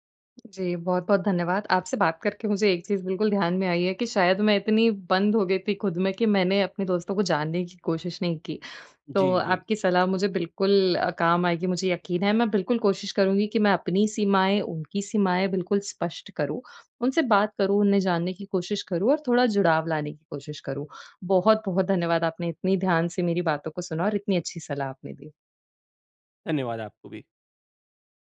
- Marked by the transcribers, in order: none
- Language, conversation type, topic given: Hindi, advice, समूह में अपनी जगह कैसे बनाऊँ और बिना असहज महसूस किए दूसरों से कैसे जुड़ूँ?
- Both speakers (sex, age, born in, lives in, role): female, 20-24, India, India, user; male, 40-44, India, India, advisor